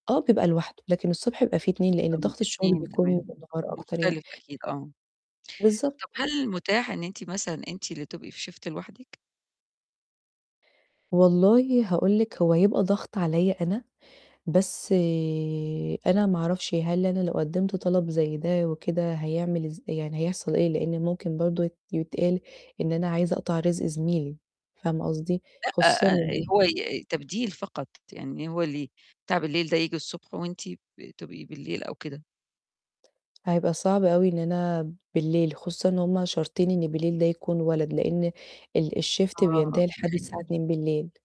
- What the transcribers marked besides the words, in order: in English: "Shift"; in English: "الShift"
- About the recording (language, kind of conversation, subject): Arabic, advice, إزاي أحط حدود حواليا تساعدني أكمّل على تقدّمي؟